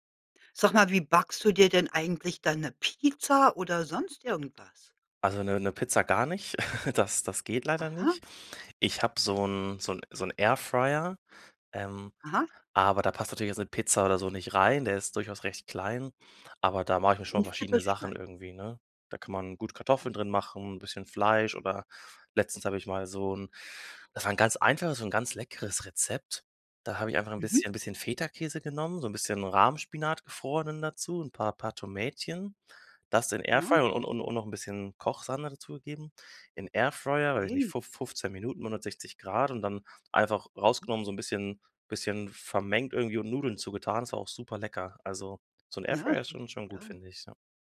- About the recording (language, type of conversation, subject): German, podcast, Was verbindest du mit Festessen oder Familienrezepten?
- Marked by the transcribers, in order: laugh